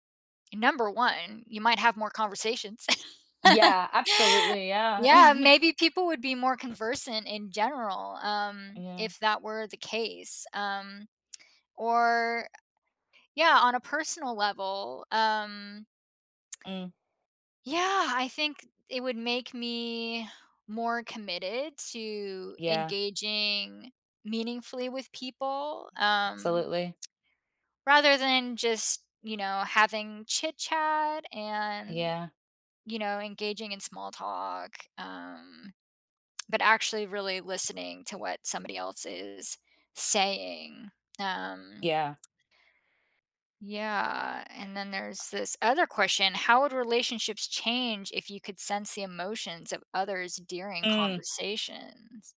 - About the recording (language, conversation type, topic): English, unstructured, How might practicing deep listening change the way we connect with others?
- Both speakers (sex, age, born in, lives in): female, 35-39, United States, United States; female, 40-44, United States, United States
- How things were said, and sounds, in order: laugh; chuckle; other background noise